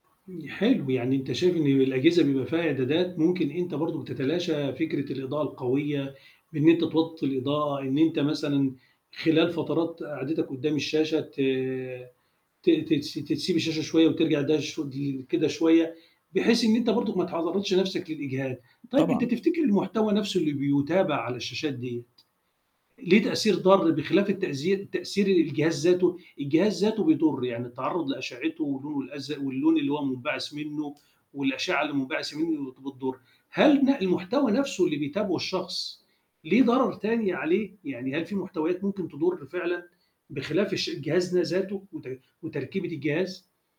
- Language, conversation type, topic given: Arabic, podcast, إزاي بتتعاملوا مع وقت الشاشات واستخدام الأجهزة؟
- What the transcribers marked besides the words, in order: static; "تعرّضش" said as "تعرّضتش"; tapping